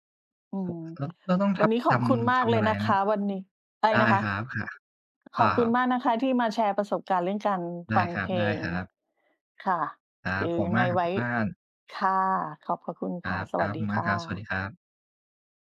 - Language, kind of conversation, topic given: Thai, unstructured, คุณชอบฟังเพลงระหว่างทำงานหรือชอบทำงานในความเงียบมากกว่ากัน และเพราะอะไร?
- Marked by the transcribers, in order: none